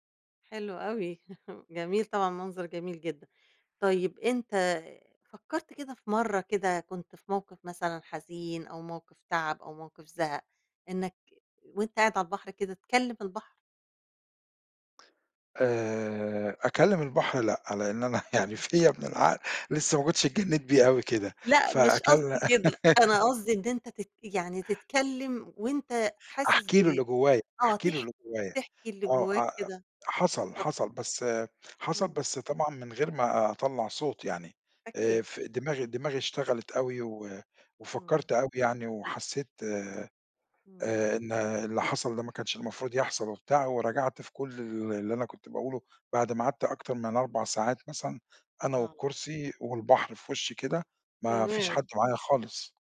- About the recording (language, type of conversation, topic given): Arabic, podcast, إحكيلي عن مكان طبيعي أثّر فيك؟
- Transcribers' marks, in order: laugh; chuckle; giggle; unintelligible speech